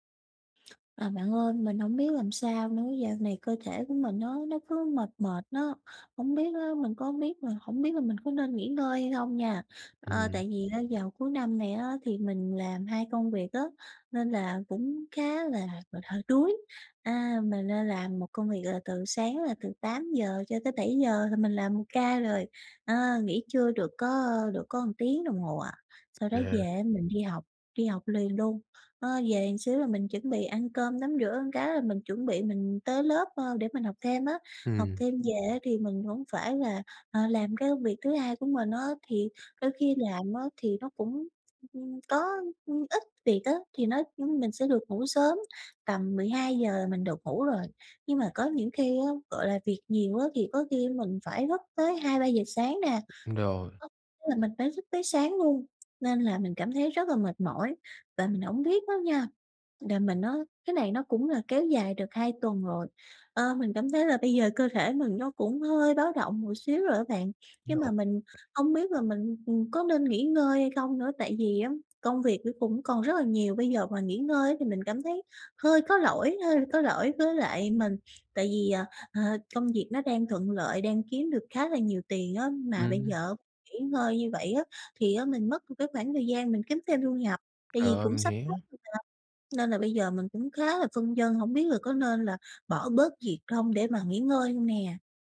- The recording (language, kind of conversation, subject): Vietnamese, advice, Làm thế nào để nhận biết khi nào cơ thể cần nghỉ ngơi?
- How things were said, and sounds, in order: "một" said as "ừn"; other background noise; tapping; unintelligible speech; unintelligible speech; unintelligible speech